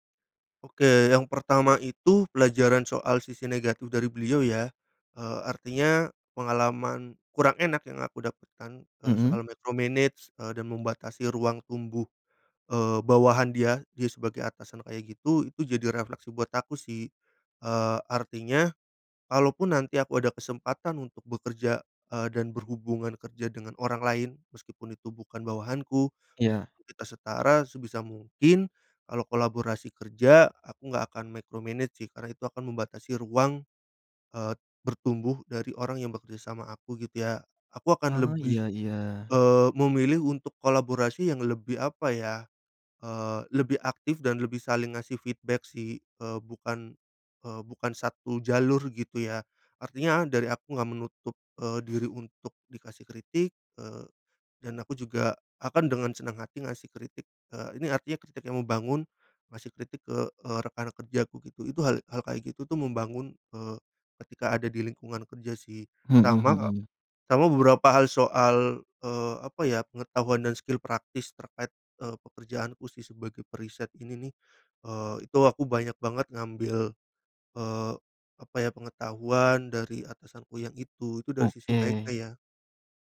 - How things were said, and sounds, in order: in English: "micromanage"; in English: "micromanage"; in English: "feedback"; in English: "skill"
- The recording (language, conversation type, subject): Indonesian, podcast, Siapa mentor yang paling berpengaruh dalam kariermu, dan mengapa?